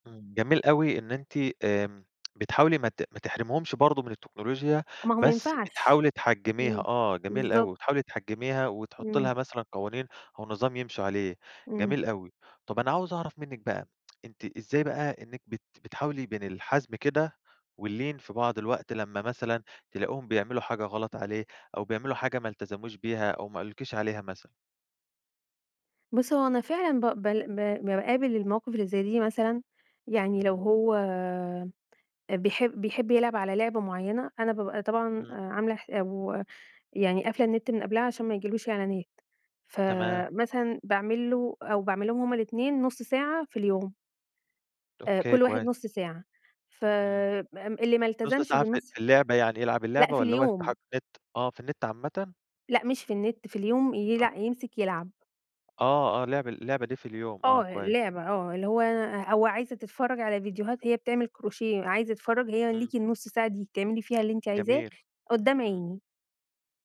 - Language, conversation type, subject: Arabic, podcast, إيه رأيك في تربية الولاد بين أساليب الجيل القديم والجيل الجديد؟
- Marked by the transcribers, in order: tapping; in French: "كروشيه"